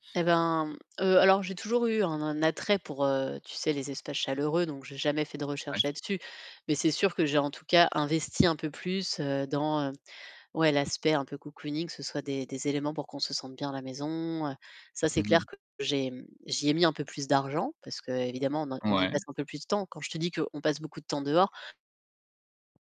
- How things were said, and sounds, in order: static; unintelligible speech; tapping; distorted speech
- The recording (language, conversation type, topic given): French, podcast, Qu’est-ce que la lumière change pour toi à la maison ?